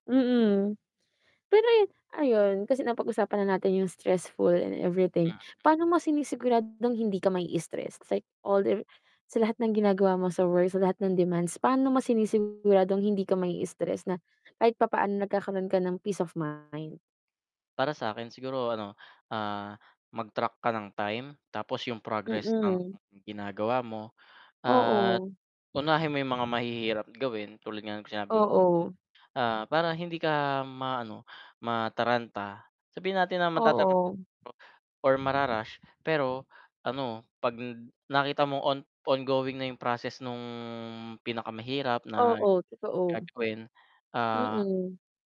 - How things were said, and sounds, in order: distorted speech; in English: "stress like older"; other background noise
- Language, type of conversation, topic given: Filipino, unstructured, Paano mo haharapin ang boss na laging maraming hinihingi?